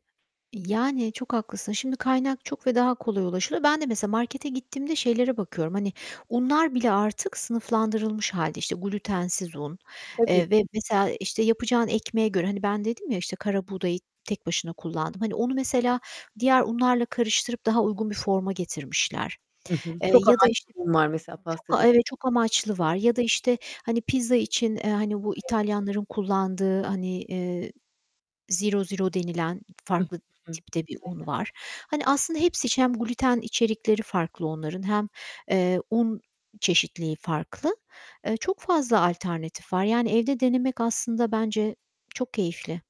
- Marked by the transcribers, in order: other background noise; distorted speech; unintelligible speech; unintelligible speech; tapping; unintelligible speech; in English: "zero zero"
- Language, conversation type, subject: Turkish, unstructured, Evde ekmek yapmak hakkında ne düşünüyorsun?